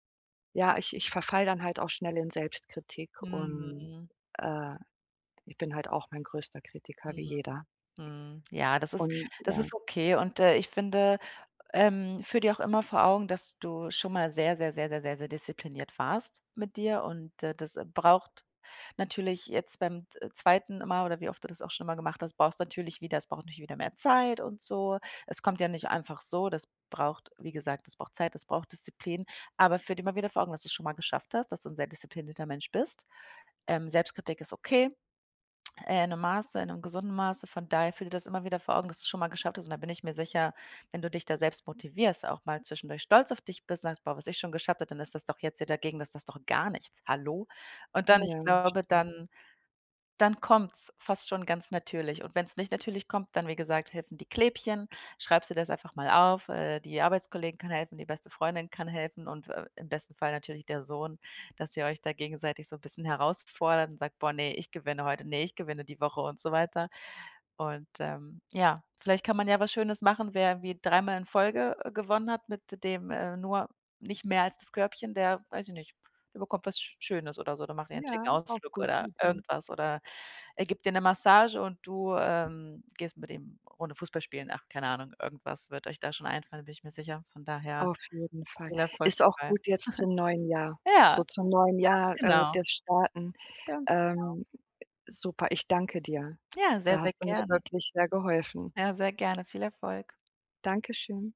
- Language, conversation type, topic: German, advice, Wie kann ich Heißhunger zwischen den Mahlzeiten besser kontrollieren?
- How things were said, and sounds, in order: other background noise; stressed: "gar nichts"; tapping; chuckle